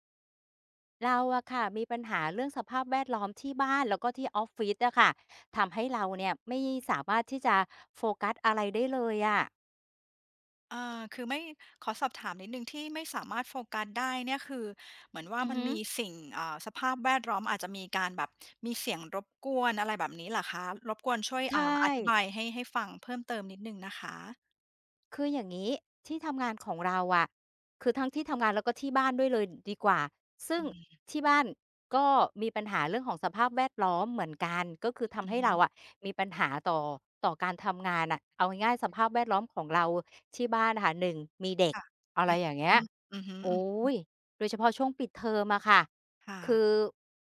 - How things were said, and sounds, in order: other background noise
- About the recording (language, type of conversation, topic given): Thai, advice, สภาพแวดล้อมที่บ้านหรือที่ออฟฟิศทำให้คุณโฟกัสไม่ได้อย่างไร?